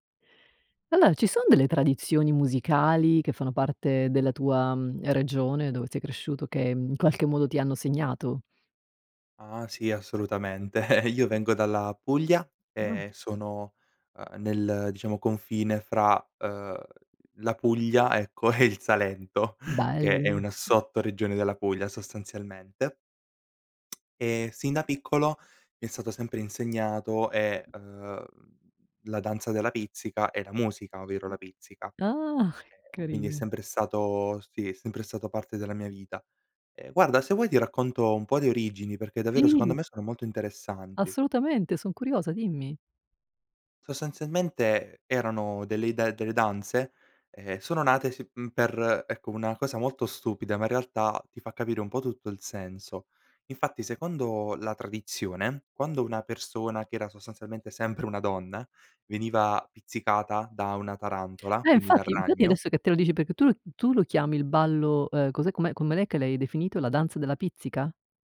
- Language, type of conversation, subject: Italian, podcast, Quali tradizioni musicali della tua regione ti hanno segnato?
- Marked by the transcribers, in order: chuckle; laughing while speaking: "ecco, e il Salento"; other background noise; lip smack; tapping; "Sostanzialmente" said as "Sostazialmente"